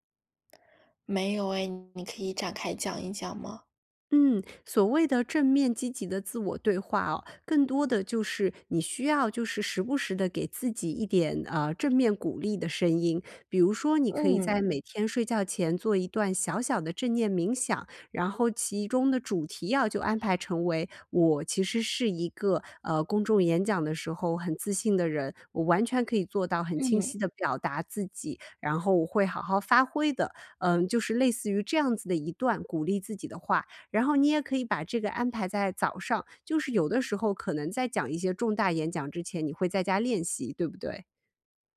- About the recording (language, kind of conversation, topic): Chinese, advice, 我怎样才能在公众场合更自信地发言？
- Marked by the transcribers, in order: other background noise